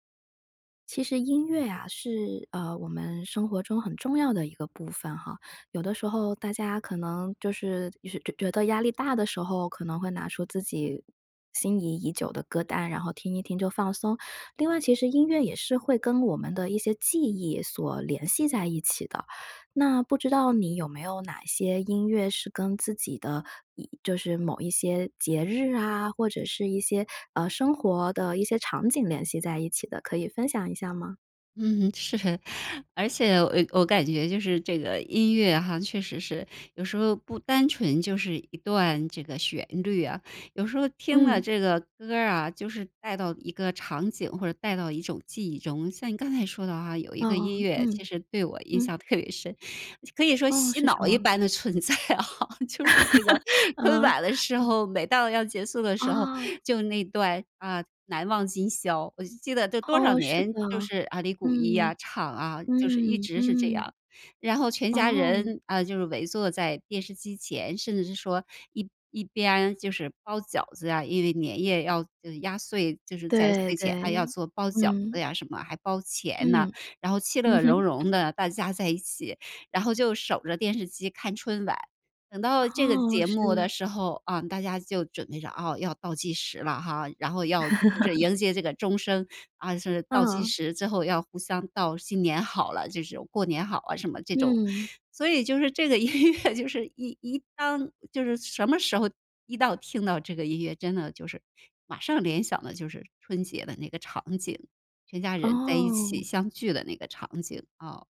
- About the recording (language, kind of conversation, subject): Chinese, podcast, 节庆音乐带给你哪些记忆？
- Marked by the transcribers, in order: other background noise; laughing while speaking: "是"; laughing while speaking: "特别深"; laughing while speaking: "存在啊， 就是这个春晚的时候"; chuckle; laugh; "其乐融融" said as "气乐融融"; laugh; laughing while speaking: "音乐"